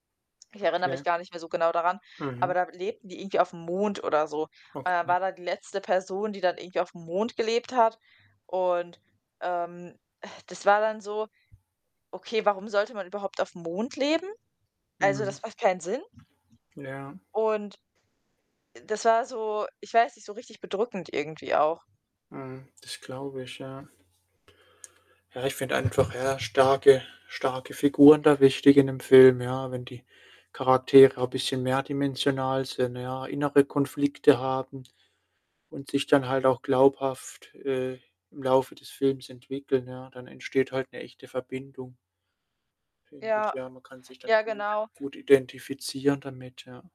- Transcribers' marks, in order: static; other background noise; other noise; tapping
- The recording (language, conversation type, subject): German, unstructured, Was macht für dich einen guten Film aus?